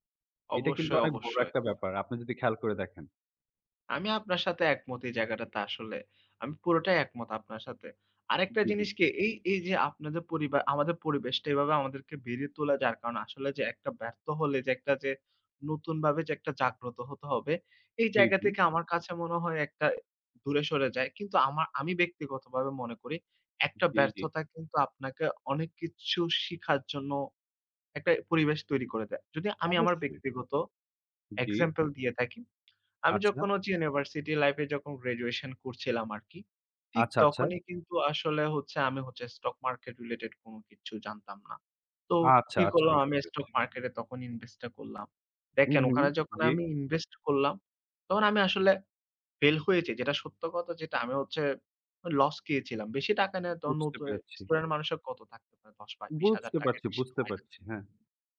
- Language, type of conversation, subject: Bengali, unstructured, ব্যর্থতাকে আপনি কীভাবে ইতিবাচক ভাবনায় রূপান্তর করবেন?
- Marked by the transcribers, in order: in English: "stock market related"; "তখন" said as "তহন"